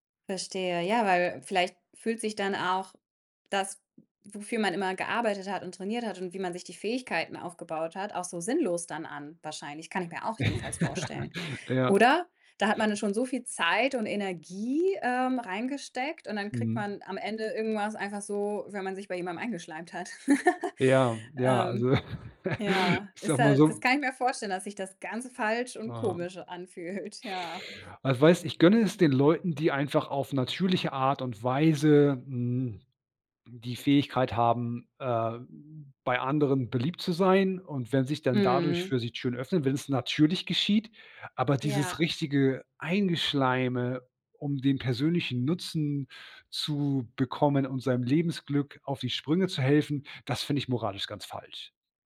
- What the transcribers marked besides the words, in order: other background noise; laugh; laugh; laughing while speaking: "anfühlt, ja"; chuckle
- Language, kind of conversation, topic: German, podcast, Glaubst du, dass Glück zum Erfolg dazugehört?